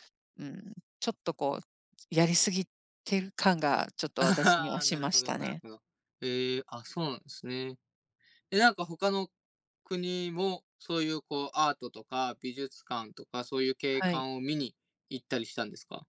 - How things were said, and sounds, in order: laugh; other noise
- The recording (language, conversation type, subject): Japanese, unstructured, おすすめの旅行先はどこですか？